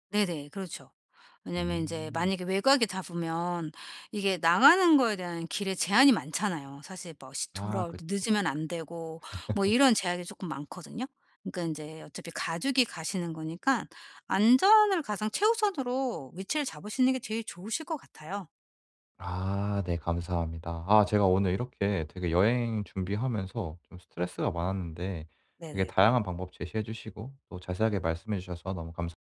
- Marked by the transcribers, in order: laugh; other background noise
- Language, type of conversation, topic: Korean, advice, 여행 예산을 어떻게 세우고 계획을 효율적으로 수립할 수 있을까요?